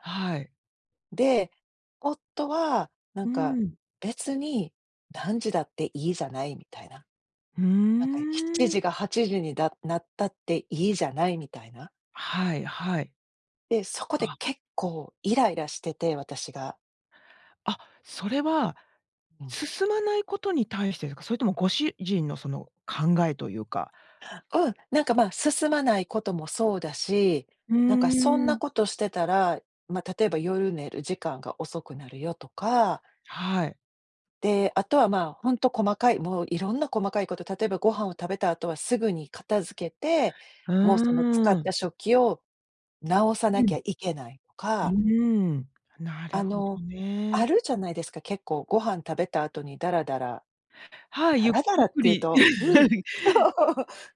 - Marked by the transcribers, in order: other noise; laugh; laughing while speaking: "そう"; laugh
- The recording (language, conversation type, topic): Japanese, podcast, 自分の固定観念に気づくにはどうすればいい？